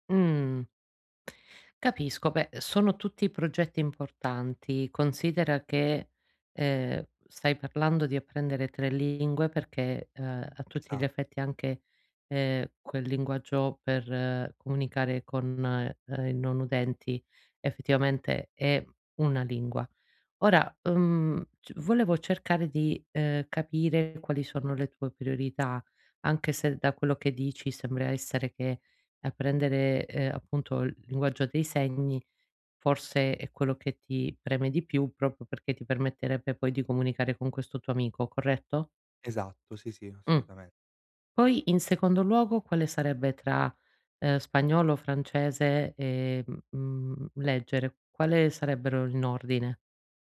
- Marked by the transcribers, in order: other background noise; tapping; "proprio" said as "propio"
- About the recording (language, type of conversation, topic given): Italian, advice, Perché faccio fatica a iniziare un nuovo obiettivo personale?